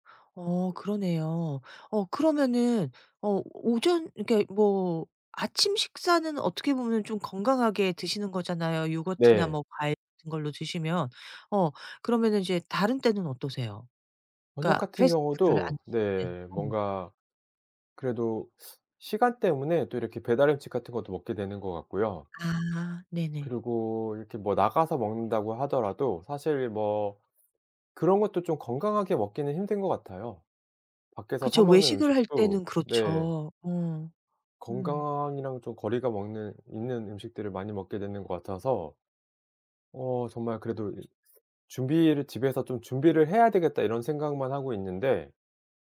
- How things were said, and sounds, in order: put-on voice: "패스트푸드를"; tapping; other background noise
- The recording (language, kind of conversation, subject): Korean, advice, 시간이 부족해 늘 패스트푸드로 끼니를 때우는데, 건강을 어떻게 챙기면 좋을까요?